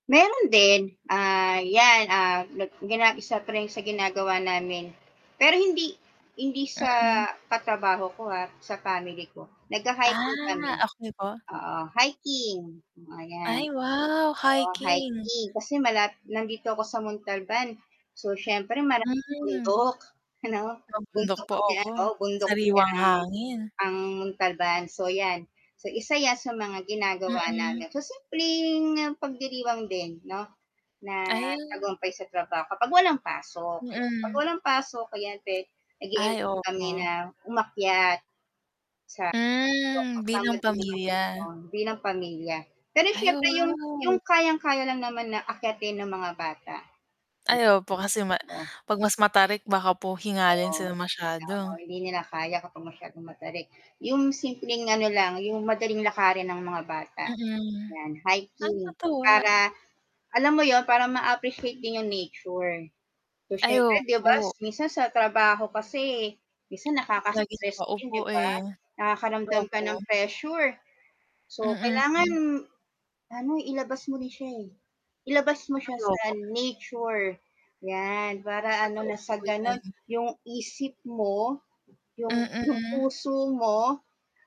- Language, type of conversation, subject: Filipino, unstructured, Paano mo ipinagdiriwang ang tagumpay sa trabaho?
- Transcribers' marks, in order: static; other background noise; distorted speech; drawn out: "Hmm"; background speech; tapping